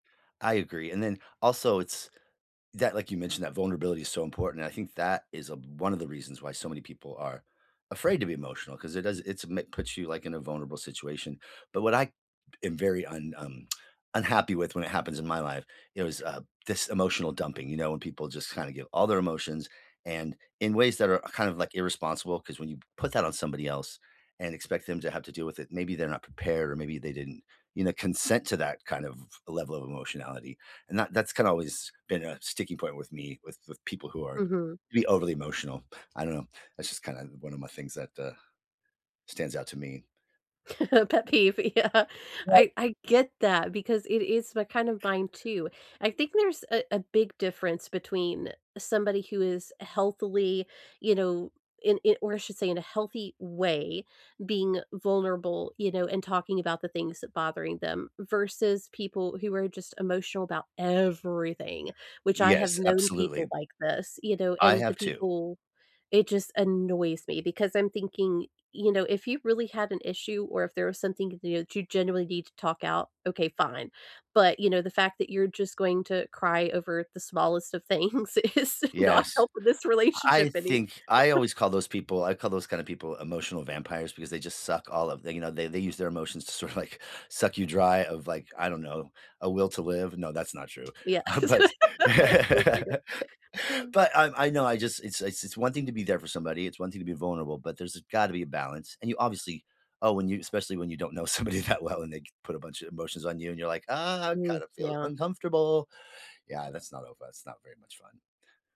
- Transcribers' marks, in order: tsk; chuckle; laughing while speaking: "Pet peeve, yeah"; stressed: "everything"; laughing while speaking: "things is not helping this relationship any"; laughing while speaking: "sort of, like"; tapping; chuckle; laugh; laughing while speaking: "It feels like it"; laughing while speaking: "don't know somebody that well"; put-on voice: "Oh, I kinda feel uncomfortable"
- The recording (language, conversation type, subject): English, unstructured, How can discussing emotions strengthen relationships?